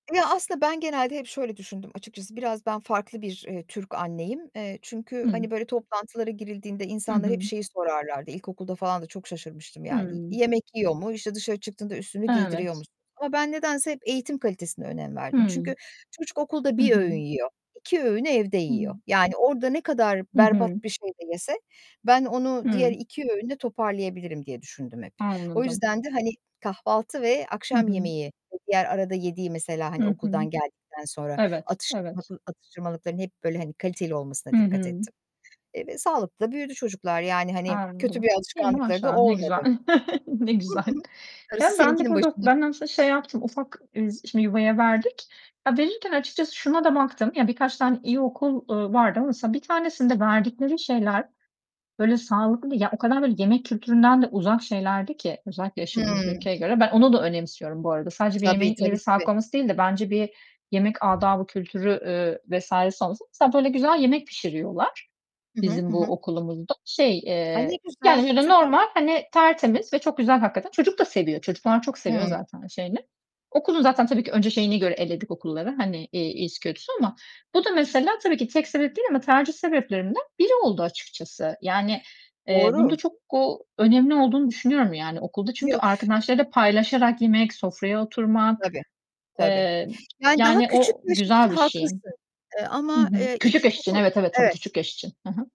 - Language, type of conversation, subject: Turkish, unstructured, Çocuklara abur cubur vermek ailelerin sorumluluğu mu?
- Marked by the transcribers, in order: distorted speech; other background noise; chuckle; laughing while speaking: "Ne güzel"; unintelligible speech; tapping